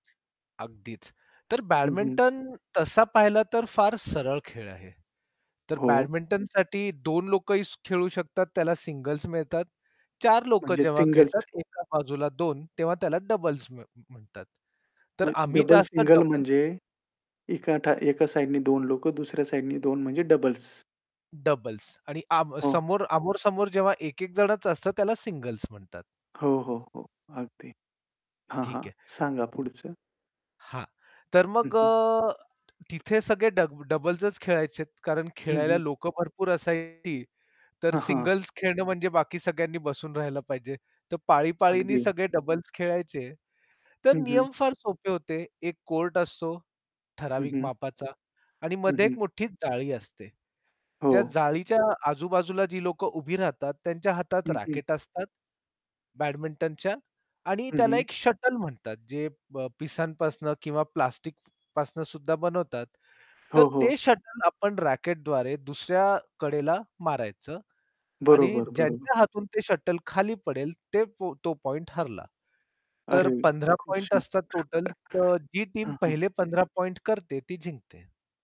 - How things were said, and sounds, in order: static; tapping; distorted speech; other background noise; horn; mechanical hum; in English: "टीम"; chuckle
- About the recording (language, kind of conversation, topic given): Marathi, podcast, लहानपणी तुला कोणता खेळ जास्त आवडायचा?